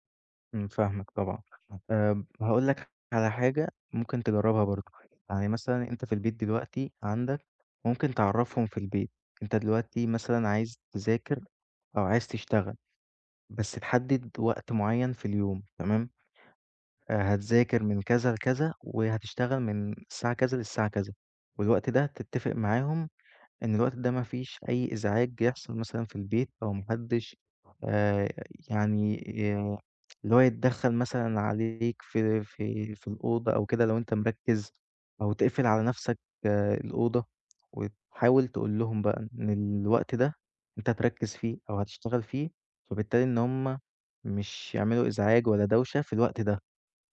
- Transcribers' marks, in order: none
- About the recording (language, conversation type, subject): Arabic, advice, إزاي دوشة البيت والمقاطعات بتعطّلك عن التركيز وتخليك مش قادر تدخل في حالة تركيز تام؟